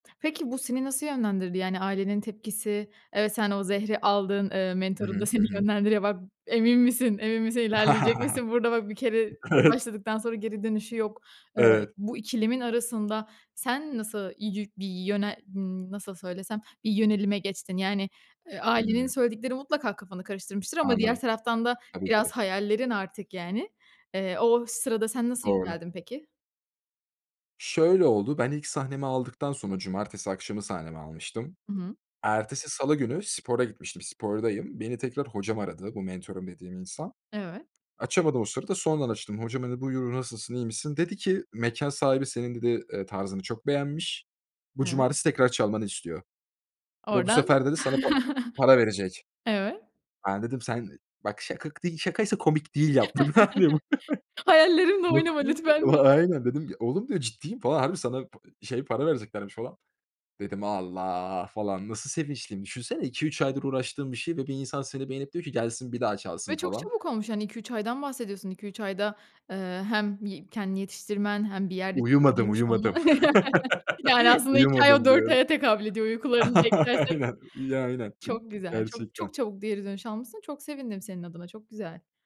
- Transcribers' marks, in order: chuckle; laughing while speaking: "Evet"; other background noise; chuckle; chuckle; unintelligible speech; drawn out: "Allah"; chuckle; laughing while speaking: "Aynen"
- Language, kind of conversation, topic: Turkish, podcast, Hayatınızda bir mentor oldu mu, size nasıl yardımcı oldu?